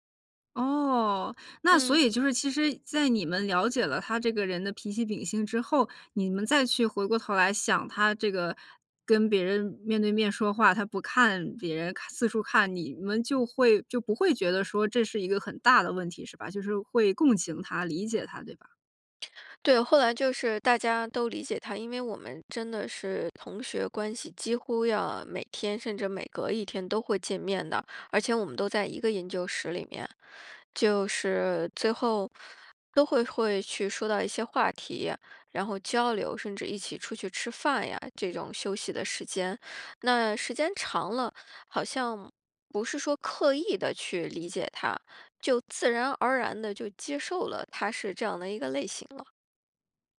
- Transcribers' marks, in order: other background noise
- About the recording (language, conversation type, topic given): Chinese, podcast, 当别人和你说话时不看你的眼睛，你会怎么解读？